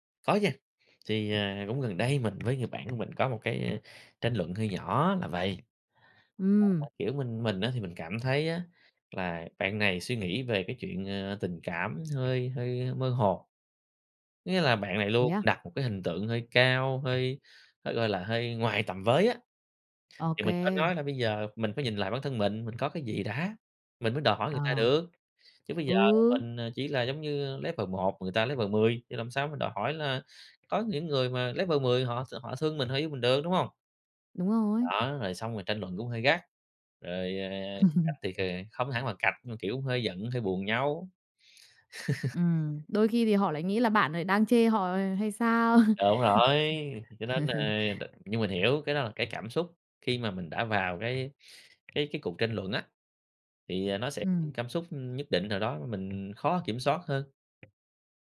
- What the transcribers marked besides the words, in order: other background noise; tapping; unintelligible speech; in English: "lé vờ"; "level" said as "lé vờ"; in English: "lé vờ"; "level" said as "lé vờ"; in English: "lé vờ"; "level" said as "lé vờ"; laugh; laugh; laughing while speaking: "sao"; laugh
- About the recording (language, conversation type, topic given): Vietnamese, podcast, Bạn nên làm gì khi người khác hiểu sai ý tốt của bạn?